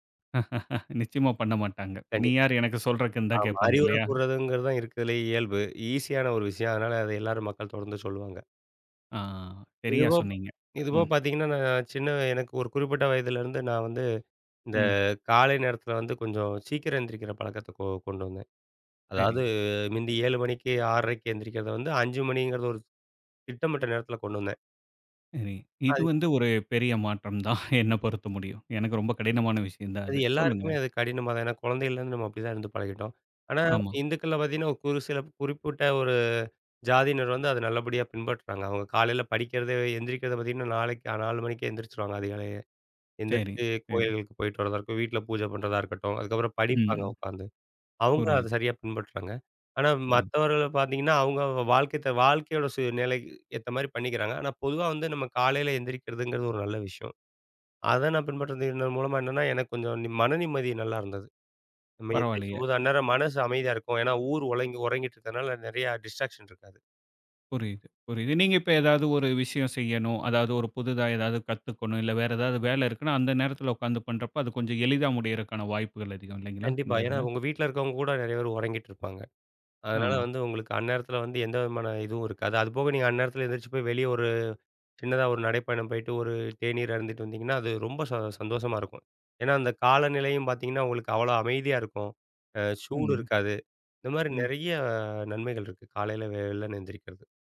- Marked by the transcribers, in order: laughing while speaking: "நிச்சயமா பண்ணமாட்டாங்க. நீ யாரு எனக்கு சொல்றக்குன்னு தான் கேப்பாங்க இல்லையா?"; drawn out: "இந்த"; drawn out: "அதாவது"; "முந்தி" said as "மிந்தி"; laughing while speaking: "தான்"; drawn out: "ஒரு"; "சூழ்நிலைக்கு" said as "சூயநிலைக்கு"; "உறங்கி-" said as "உழங்கி"; in English: "டிஸ்ட்ராக்க்ஷன்"; drawn out: "நெறைய"
- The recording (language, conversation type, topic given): Tamil, podcast, சிறு பழக்கங்கள் எப்படி பெரிய முன்னேற்றத்தைத் தருகின்றன?